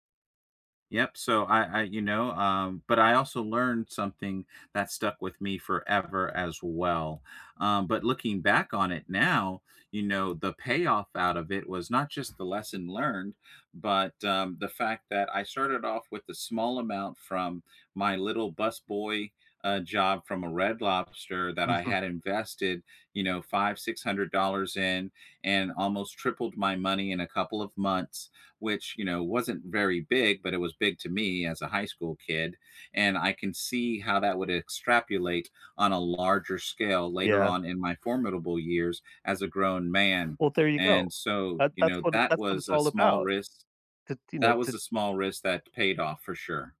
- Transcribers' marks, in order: tapping; other background noise
- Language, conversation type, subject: English, unstructured, What’s a small risk you took that paid off?